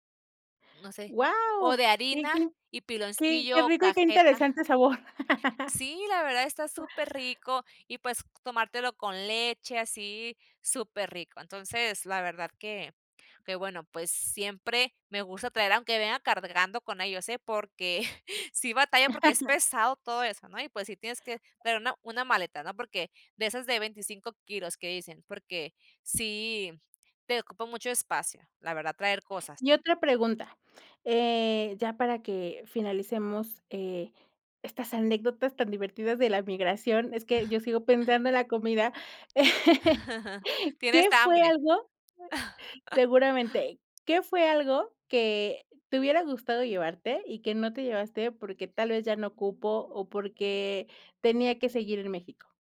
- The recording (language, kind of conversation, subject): Spanish, podcast, ¿Qué objetos trajiste contigo al emigrar y por qué?
- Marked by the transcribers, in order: laugh; "cargando" said as "cardgando"; chuckle; laugh; chuckle; chuckle; laugh; chuckle